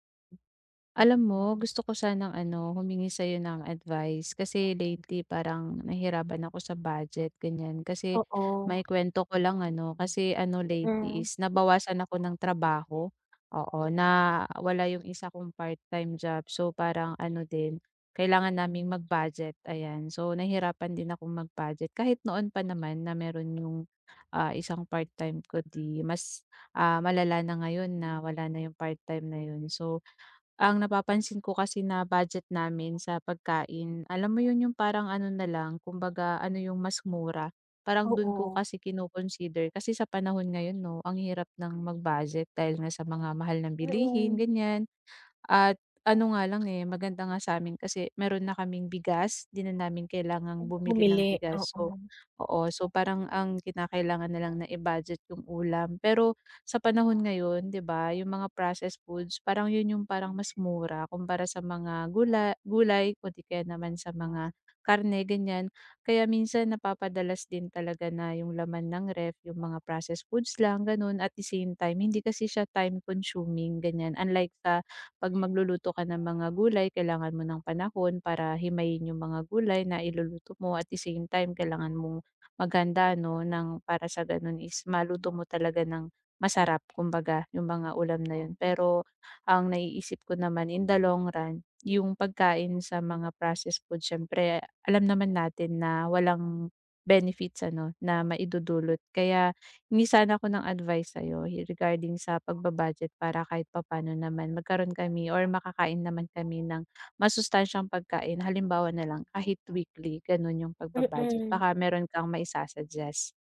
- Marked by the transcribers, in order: other background noise; bird
- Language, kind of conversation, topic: Filipino, advice, Paano ako makakapagbadyet para sa masustansiyang pagkain bawat linggo?